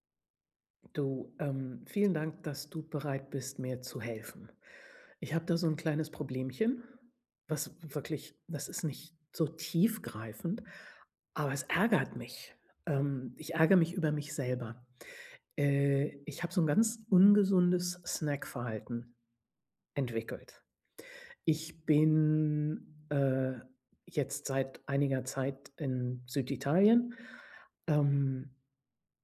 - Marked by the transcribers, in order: none
- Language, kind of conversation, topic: German, advice, Wie kann ich gesündere Essgewohnheiten beibehalten und nächtliches Snacken vermeiden?
- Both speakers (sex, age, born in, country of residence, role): female, 60-64, Germany, Italy, user; male, 25-29, Germany, Germany, advisor